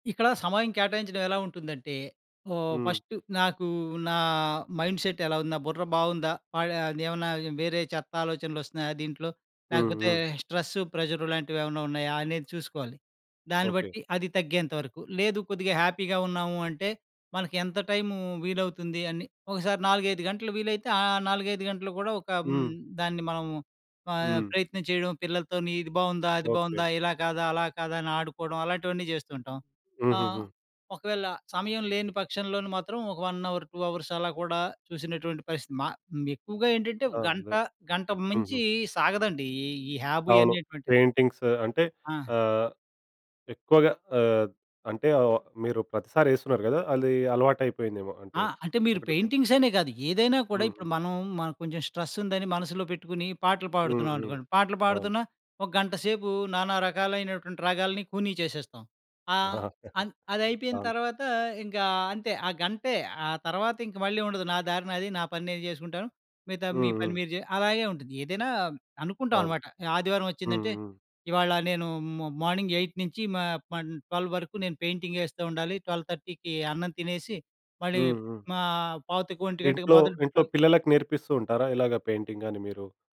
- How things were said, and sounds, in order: in English: "మైండ్‌సెట్"; in English: "హ్యాపీగా"; in English: "వన్ అవర్, టూ అవర్స్"; in English: "హాబీ"; in English: "పెయింటింగ్స్"; chuckle; in English: "మ మార్నింగ్ ఎయిట్"; in English: "ట్వెల్వ్"; in English: "ట్వెల్వ్ థర్టీకి"; in English: "పెయింటింగ్"
- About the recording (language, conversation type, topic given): Telugu, podcast, ప్రతిరోజూ మీకు చిన్న ఆనందాన్ని కలిగించే హాబీ ఏది?